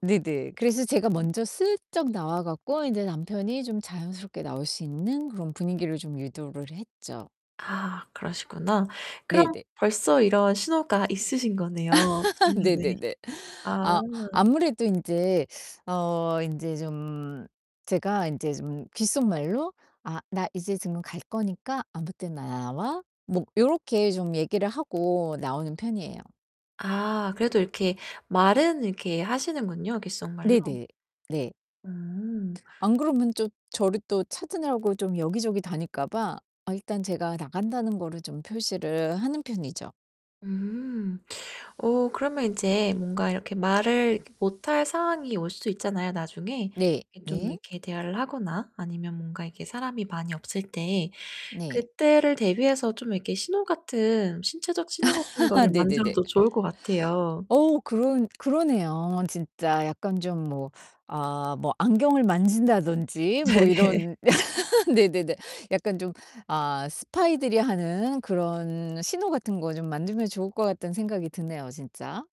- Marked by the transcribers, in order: distorted speech; tapping; laugh; "지금" said as "즈므"; other background noise; "찾느라고" said as "찾으느라고"; static; laugh; laughing while speaking: "네"; laugh
- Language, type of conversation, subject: Korean, advice, 파티나 모임에서 사람 많은 분위기가 부담될 때 어떻게 하면 편안하게 즐길 수 있을까요?